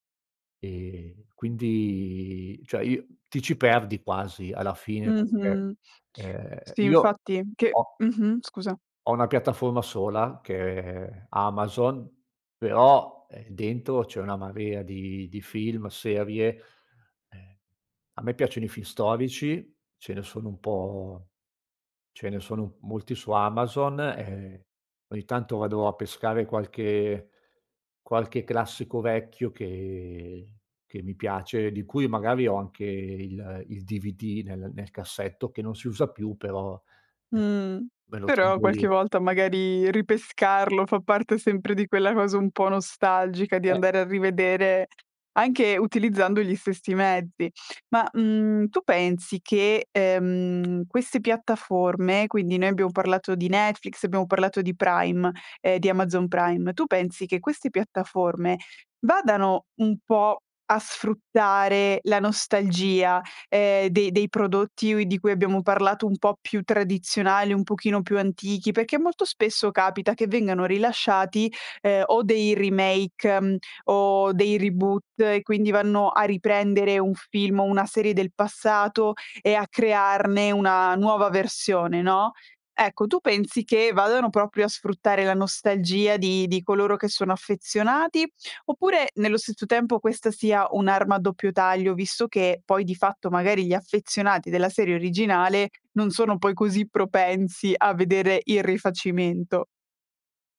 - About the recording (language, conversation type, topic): Italian, podcast, In che modo la nostalgia influisce su ciò che guardiamo, secondo te?
- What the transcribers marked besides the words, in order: tapping; in English: "remake"; in English: "reboot"